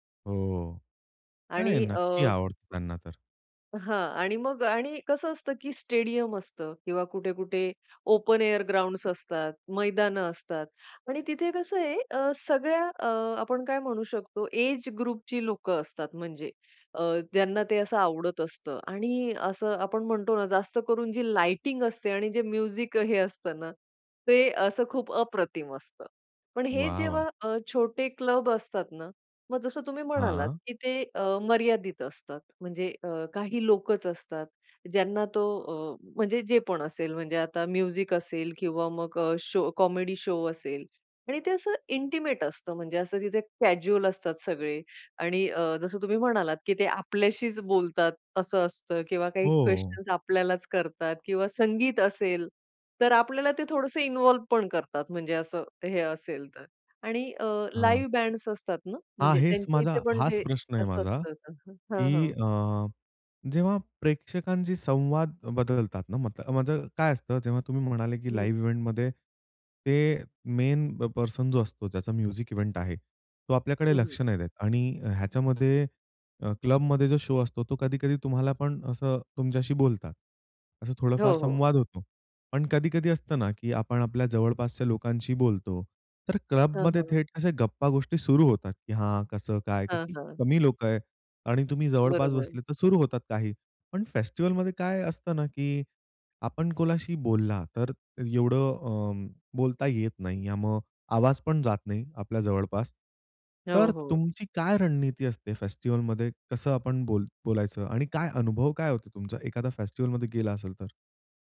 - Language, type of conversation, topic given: Marathi, podcast, फेस्टिव्हल आणि छोट्या क्लबमधील कार्यक्रमांमध्ये तुम्हाला नेमका काय फरक जाणवतो?
- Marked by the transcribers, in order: in English: "ओपन एअर ग्राउंड्स असतात"; in English: "एज ग्रुपची"; in English: "म्युझिक"; other noise; in English: "म्युझिक"; in English: "शो कॉमेडी शो"; in English: "इंटिमेट"; in English: "कॅज्युअल"; in English: "इन्व्हॉल्व"; in English: "लाइव्ह बँड्स"; in English: "लाइव्ह इव्हेंटमध्ये ते मेन प पर्सन"; in English: "म्युझिक इव्हेंट"; tapping